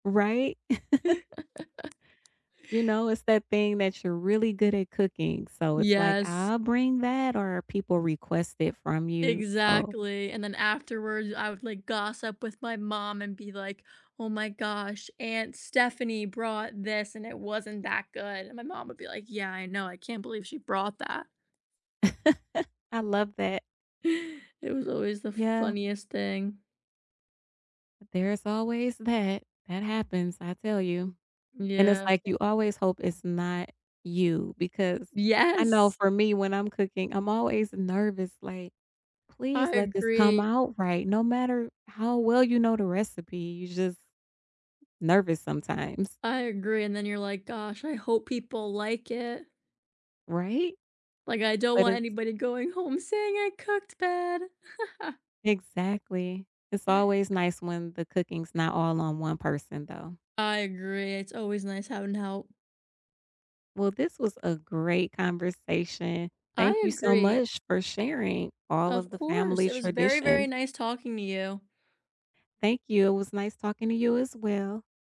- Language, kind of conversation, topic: English, unstructured, Which family traditions do you want to carry forward?
- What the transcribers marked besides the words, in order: tapping; chuckle; stressed: "Exactly"; chuckle; laughing while speaking: "Yes"; put-on voice: "saying I cooked, bad"; chuckle